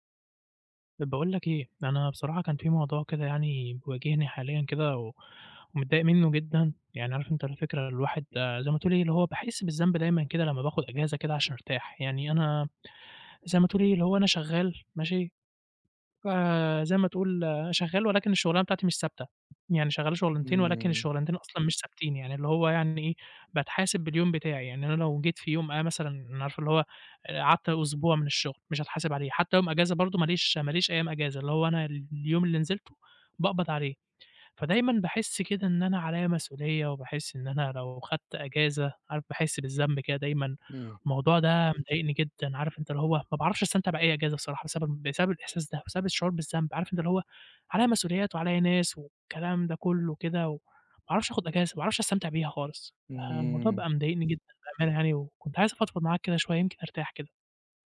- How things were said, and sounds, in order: none
- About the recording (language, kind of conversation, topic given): Arabic, advice, إزاي بتتعامل مع الإحساس بالذنب لما تاخد إجازة عشان ترتاح؟